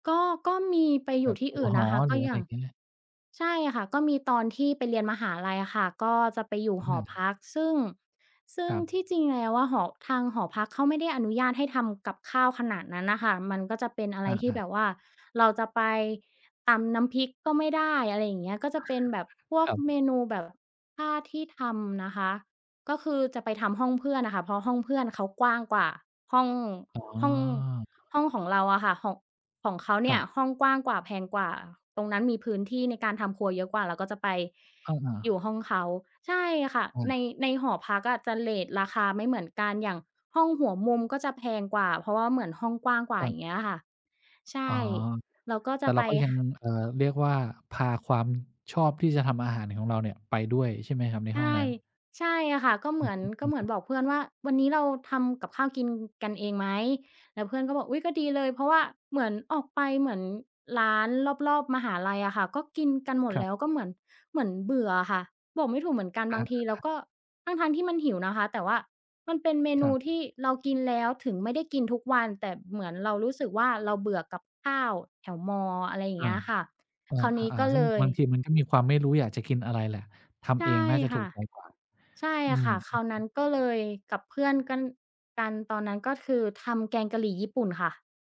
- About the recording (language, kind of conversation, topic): Thai, podcast, ทำไมคุณถึงชอบทำอาหาร?
- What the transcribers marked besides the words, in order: other background noise; tapping